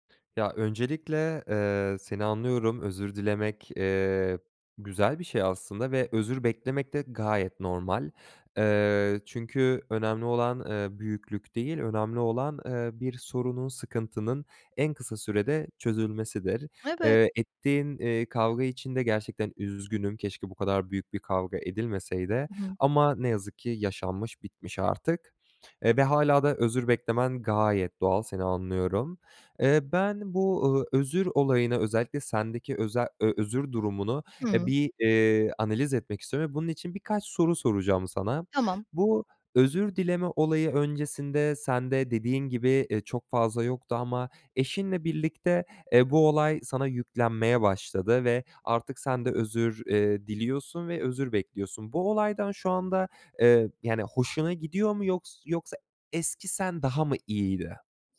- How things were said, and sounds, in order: other background noise
- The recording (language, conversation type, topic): Turkish, advice, Samimi bir şekilde nasıl özür dileyebilirim?